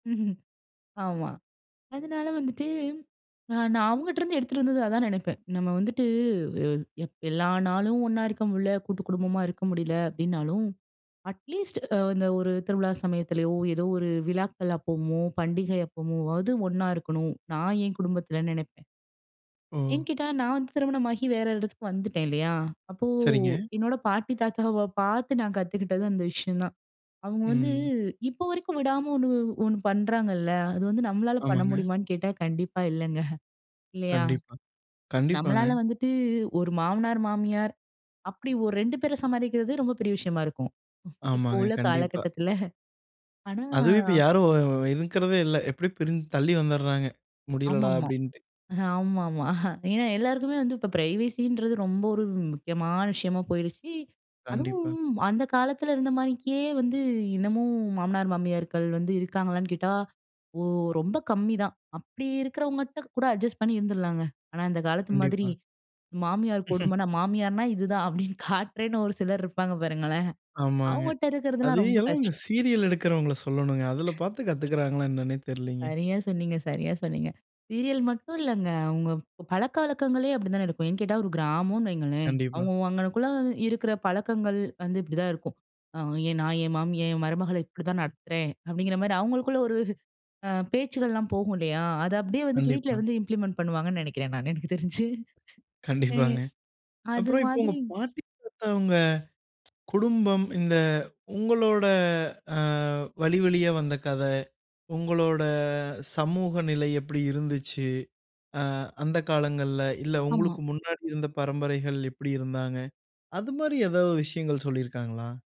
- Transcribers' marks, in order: in English: "அட்லீஸ்ட்"; laughing while speaking: "பாட்டி, தாத்தாவ பார்த்து"; other background noise; laughing while speaking: "இல்லைங்க"; laughing while speaking: "இருக்கும். இப்போ உள்ள காலகட்டத்தில"; laughing while speaking: "ஆமாமா. ஏனா"; in English: "பிரைவசின்றது"; in English: "அட்ஜஸ்ட்"; chuckle; laughing while speaking: "அப்படீன்னு காட்டுறேன்னு ஒரு சிலர் இருப்பாங்க பாருங்களேன்"; other noise; chuckle; in English: "இம்ப்ளிமெண்ட்"; laughing while speaking: "எனக்கு தெரிஞ்சு ஆ"
- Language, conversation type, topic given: Tamil, podcast, பாட்டி-தாத்தா சொன்ன கதைகள் தலைமுறைதோறும் என்ன சொல்லித் தந்தன?